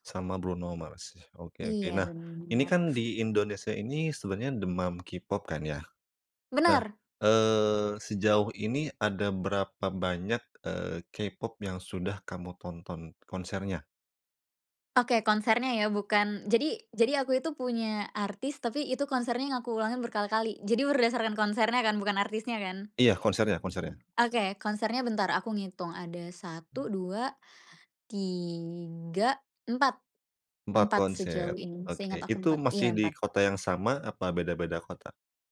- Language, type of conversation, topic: Indonesian, podcast, Konser apa yang paling berkesan pernah kamu tonton?
- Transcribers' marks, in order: tapping; other background noise